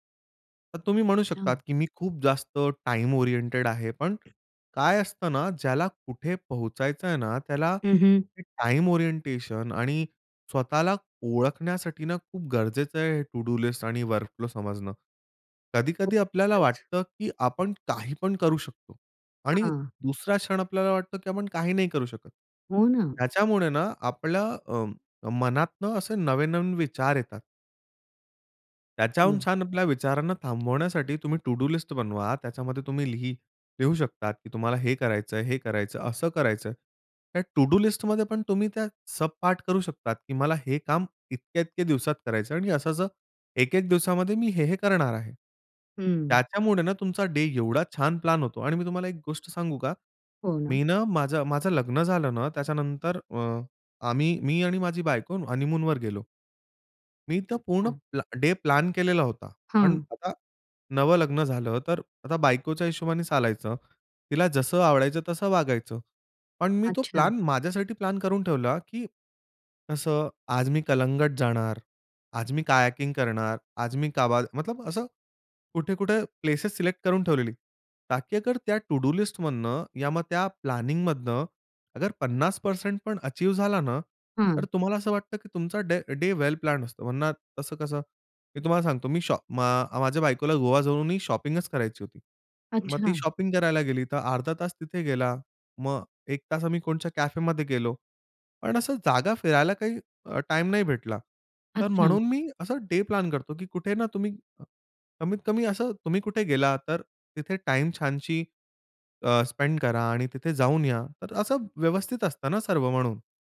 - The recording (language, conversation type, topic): Marathi, podcast, स्वतःला ओळखण्याचा प्रवास कसा होता?
- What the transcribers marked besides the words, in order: in English: "ओरिएंटेड"; other background noise; in English: "ओरिएंटेशन"; in English: "वर्क फ्लो"; tapping; "नवनवीन" said as "नवेनवीन"; unintelligible speech; in English: "सबपार्ट"; in English: "प्लॅनिंगमधनं"; in English: "शॉपिंगच"; in English: "शॉपिंग"; in English: "स्पेंड"